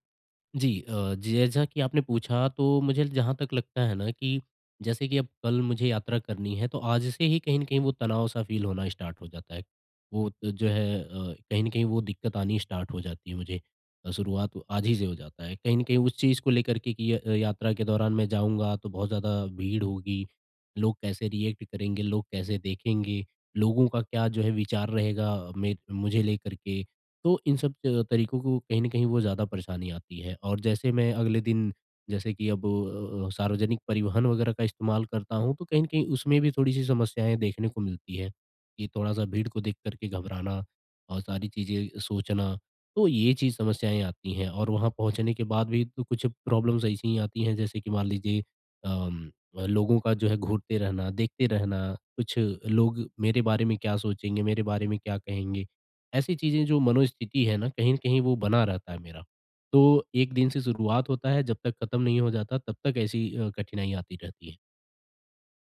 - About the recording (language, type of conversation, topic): Hindi, advice, यात्रा के दौरान तनाव और चिंता को कम करने के लिए मैं क्या करूँ?
- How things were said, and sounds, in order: in English: "फ़ील"; in English: "स्टार्ट"; in English: "स्टार्ट"; in English: "रिएक्ट"; in English: "प्रॉब्लम्स"